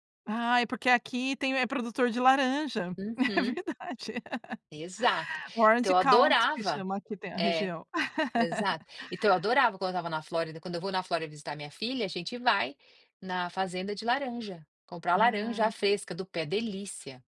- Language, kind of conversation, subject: Portuguese, podcast, O que faz você escolher produtos locais e da estação?
- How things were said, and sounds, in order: laughing while speaking: "É verdade"; laugh; in English: "Orange County"; laugh